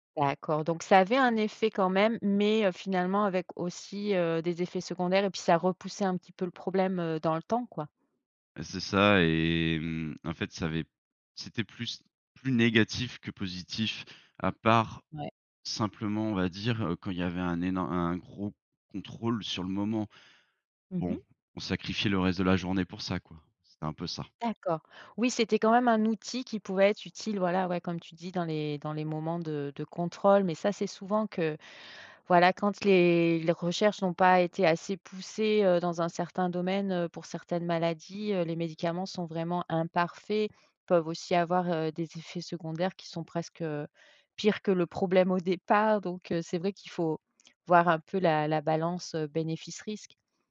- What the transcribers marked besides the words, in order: none
- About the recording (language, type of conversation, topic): French, podcast, Quel est le moment où l’écoute a tout changé pour toi ?
- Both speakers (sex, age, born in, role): female, 45-49, France, host; male, 30-34, France, guest